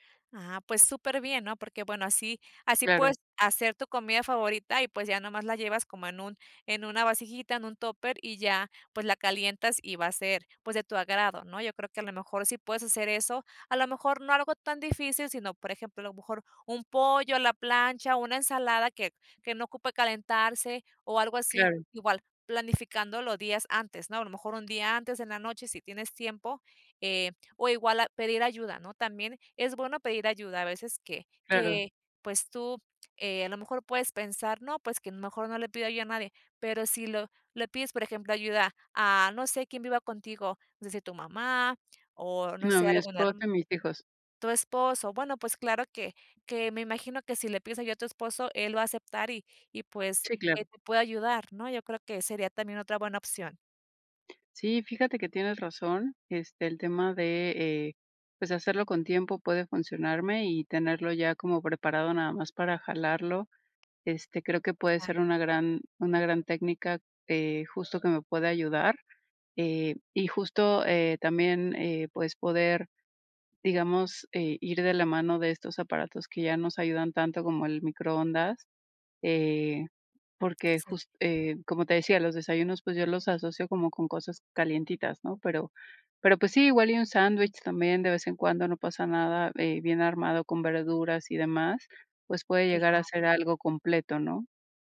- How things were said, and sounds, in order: other background noise
- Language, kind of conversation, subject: Spanish, advice, ¿Con qué frecuencia te saltas comidas o comes por estrés?